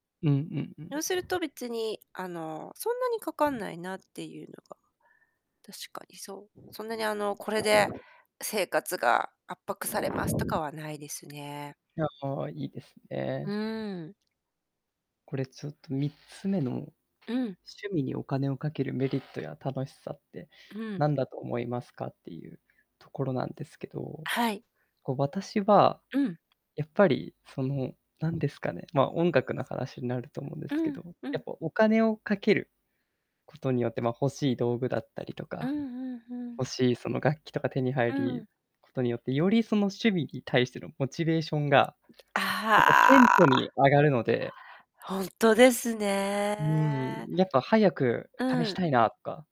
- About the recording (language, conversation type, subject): Japanese, unstructured, 趣味にお金をかけすぎることについて、どう思いますか？
- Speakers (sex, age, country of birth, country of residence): female, 50-54, Japan, Japan; male, 25-29, Japan, Japan
- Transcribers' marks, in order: distorted speech; unintelligible speech; unintelligible speech; unintelligible speech; other background noise